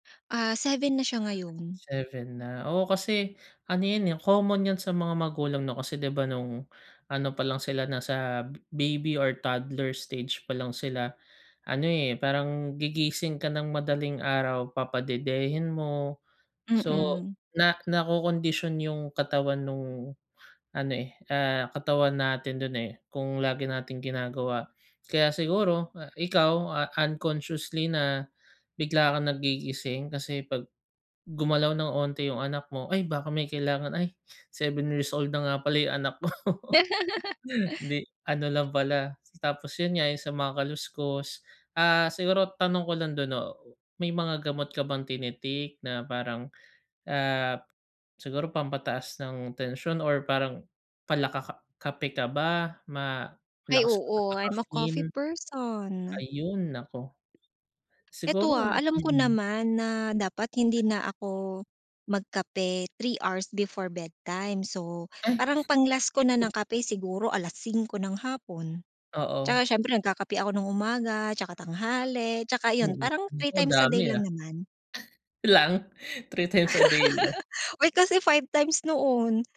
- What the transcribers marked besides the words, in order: tapping; laugh; laughing while speaking: "ko"; other background noise; other noise; scoff; laugh
- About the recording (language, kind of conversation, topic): Filipino, advice, Bakit palagi kang nagigising sa gitna ng gabi?